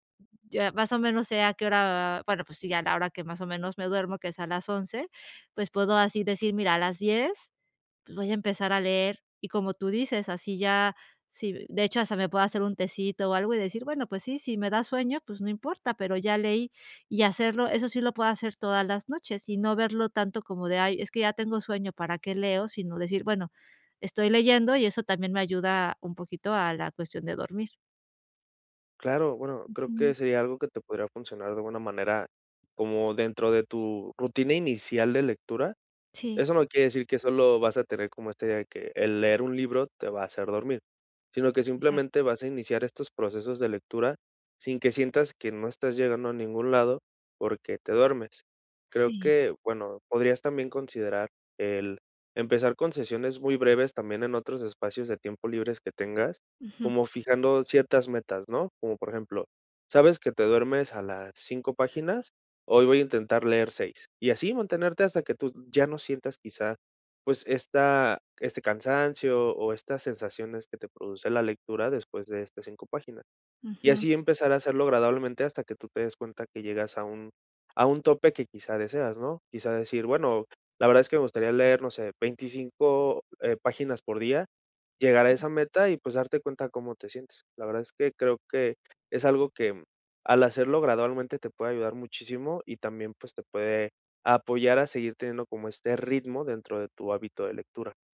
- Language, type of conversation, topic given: Spanish, advice, ¿Por qué no logro leer todos los días aunque quiero desarrollar ese hábito?
- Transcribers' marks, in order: tapping; other noise; other background noise